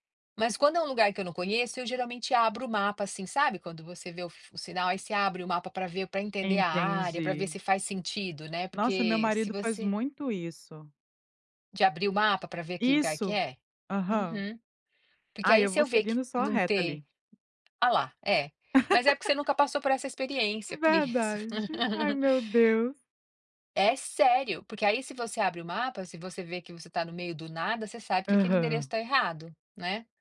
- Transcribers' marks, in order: tapping; laugh; chuckle
- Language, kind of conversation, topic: Portuguese, podcast, Você já usou a tecnologia e ela te salvou — ou te traiu — quando você estava perdido?